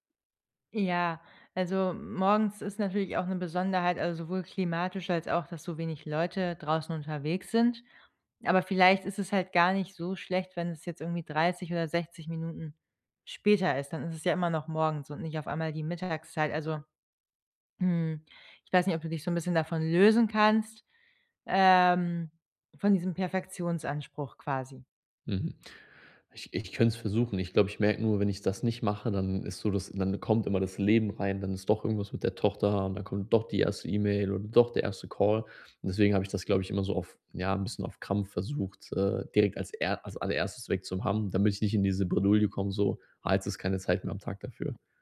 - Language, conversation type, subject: German, advice, Wie bleibe ich motiviert, wenn ich kaum Zeit habe?
- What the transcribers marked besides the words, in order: none